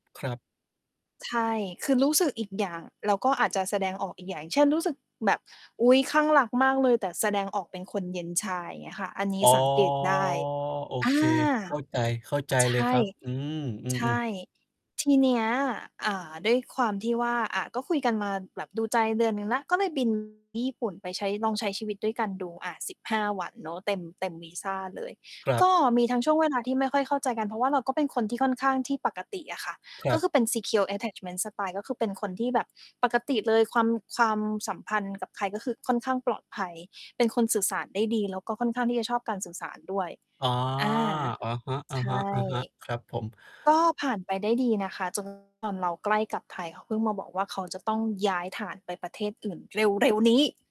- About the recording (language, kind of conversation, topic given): Thai, advice, ควรพูดคุยกับคนรักอย่างไรเมื่อเขากำลังเผชิญช่วงเวลาที่ยากลำบาก?
- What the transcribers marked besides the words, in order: drawn out: "อ๋อ"; distorted speech; in English: "Secure Attachment Style"; stressed: "เร็ว ๆ นี้"